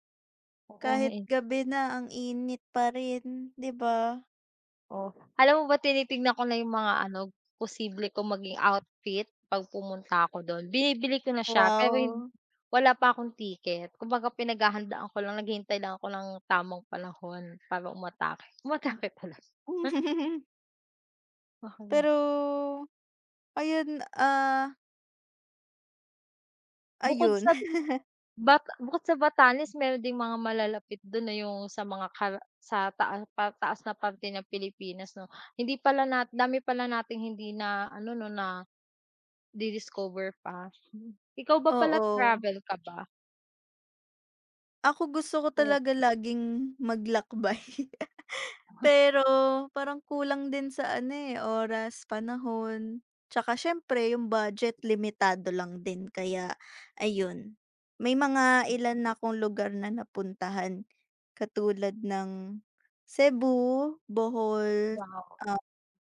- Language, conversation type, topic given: Filipino, unstructured, Paano nakaaapekto ang heograpiya ng Batanes sa pamumuhay ng mga tao roon?
- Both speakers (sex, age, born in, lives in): female, 20-24, Philippines, Philippines; female, 25-29, Philippines, Philippines
- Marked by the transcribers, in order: other background noise; laugh; chuckle; chuckle